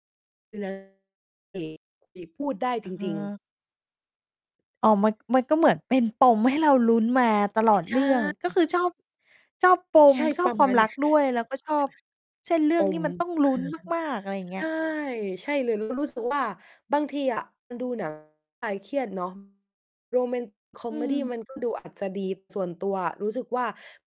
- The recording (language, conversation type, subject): Thai, podcast, คุณชอบซีรีส์แนวไหนที่สุด และเพราะอะไร?
- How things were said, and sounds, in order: distorted speech; mechanical hum; tapping; chuckle; static